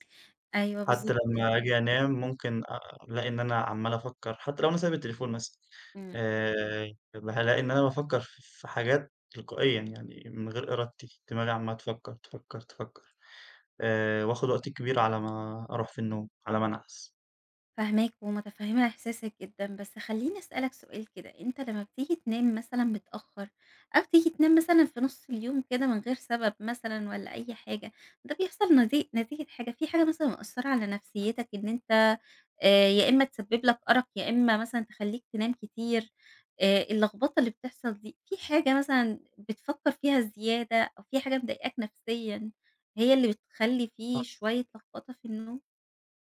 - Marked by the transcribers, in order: other background noise; unintelligible speech; tapping
- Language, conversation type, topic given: Arabic, advice, إزاي جدول نومك المتقلب بيأثر على نشاطك وتركيزك كل يوم؟